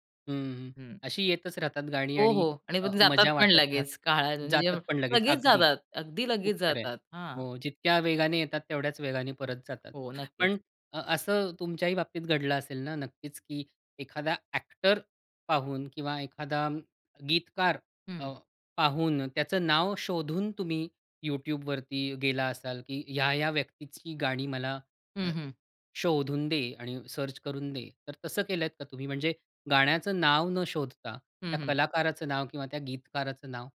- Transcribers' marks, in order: unintelligible speech; other background noise; in English: "सर्च"; tapping
- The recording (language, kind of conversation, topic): Marathi, podcast, नवीन गाणी तू सामान्यतः कुठे शोधतोस?